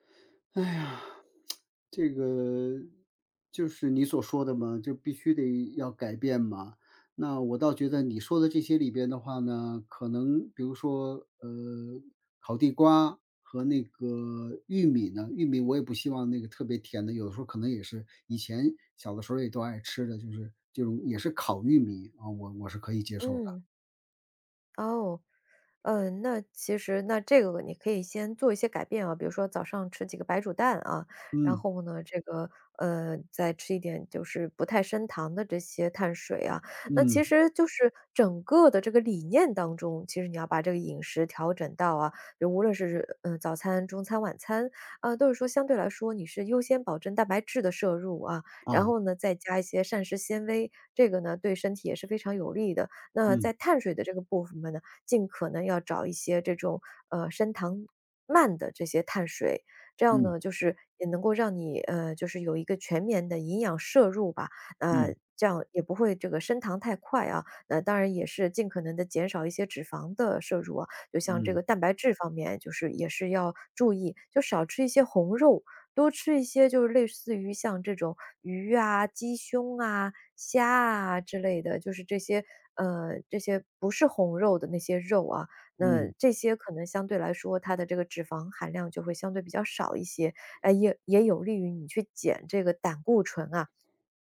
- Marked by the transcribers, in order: sad: "哎呀"; tsk; tapping; "全面" said as "全眠"
- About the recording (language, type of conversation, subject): Chinese, advice, 体检或健康诊断后，你需要改变哪些日常习惯？